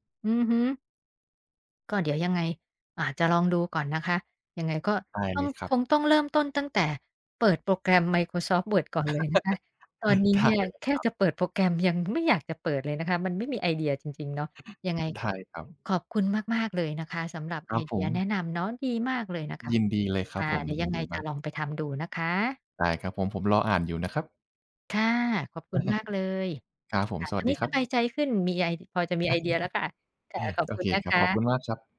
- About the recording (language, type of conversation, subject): Thai, advice, ฉันอยากเริ่มสร้างนิสัยในการทำกิจกรรมสร้างสรรค์ แต่ไม่รู้ว่าควรเริ่มอย่างไรดี?
- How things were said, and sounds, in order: chuckle; laughing while speaking: "ได้"; other background noise; chuckle; chuckle; tapping